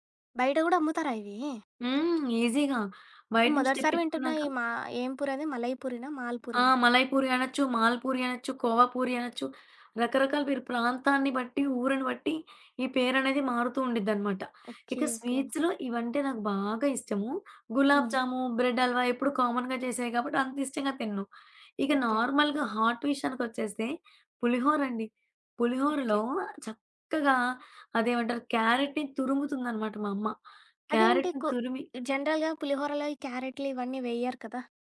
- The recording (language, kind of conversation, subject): Telugu, podcast, మీ ఇంట్లో మీకు అత్యంత ఇష్టమైన సాంప్రదాయ వంటకం ఏది?
- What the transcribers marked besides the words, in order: other background noise; in English: "ఈజీగా"; tapping; in English: "స్వీట్స్‌లో"; in English: "కామన్‌గా"; in English: "నార్మల్‌గా హాట్"; in English: "జనరల్‌గా"